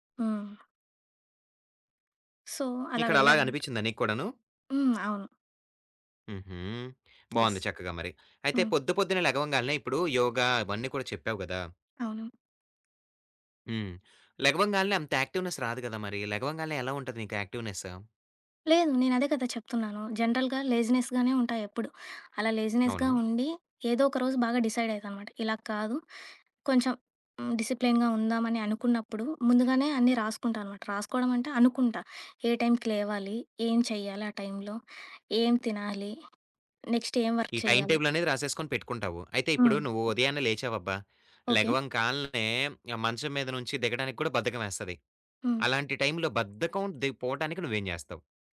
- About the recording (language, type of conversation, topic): Telugu, podcast, ఉదయం లేవగానే మీరు చేసే పనులు ఏమిటి, మీ చిన్న అలవాట్లు ఏవి?
- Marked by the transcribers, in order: in English: "సో"; other background noise; in English: "యస్"; in English: "యాక్టివ్‍నెస్"; in English: "జనరల్‍గా లేజినెస్‍గానే"; in English: "లేజినెస్‍గా"; in English: "డిసైడ్"; in English: "డిసిప్లేన్‍గా"; in English: "నెక్స్ట్"; in English: "వర్క్"; in English: "టైమ్ టేబుల్"